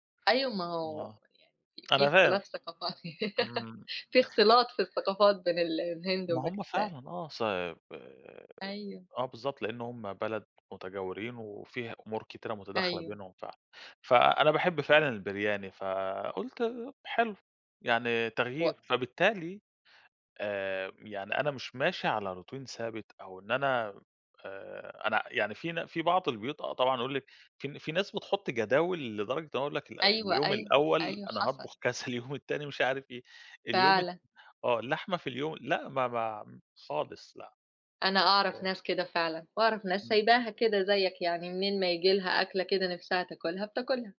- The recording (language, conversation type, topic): Arabic, podcast, إزاي بتخطط لأكل الأسبوع وتسوقه؟
- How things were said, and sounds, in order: laugh; in English: "Routine"